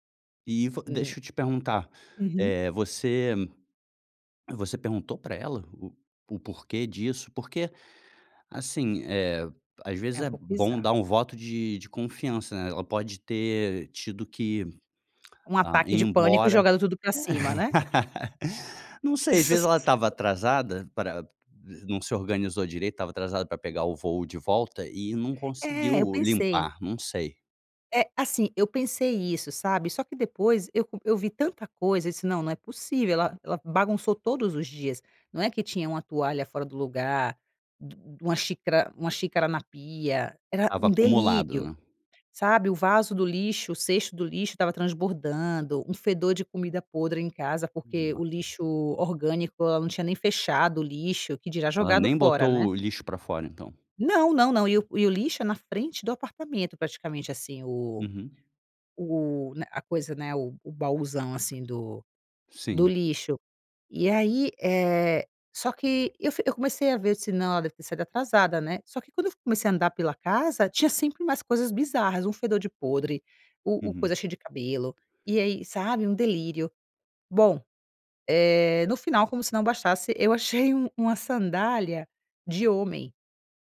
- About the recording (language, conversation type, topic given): Portuguese, advice, Como devo confrontar um amigo sobre um comportamento incômodo?
- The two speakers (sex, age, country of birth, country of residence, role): female, 35-39, Brazil, Italy, user; male, 35-39, Brazil, Germany, advisor
- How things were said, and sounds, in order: laugh; laugh; giggle